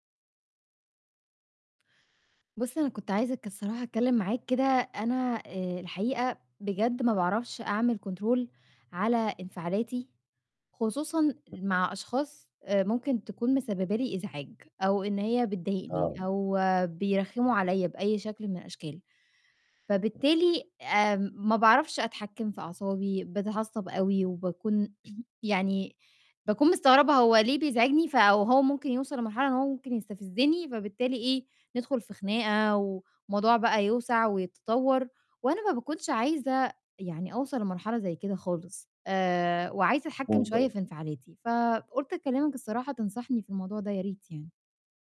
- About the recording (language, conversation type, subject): Arabic, advice, إزاي أتحكم في انفعالي قبل ما أرد على حد بيضايقني؟
- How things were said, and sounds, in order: in English: "كنترول"; other noise; static; throat clearing; unintelligible speech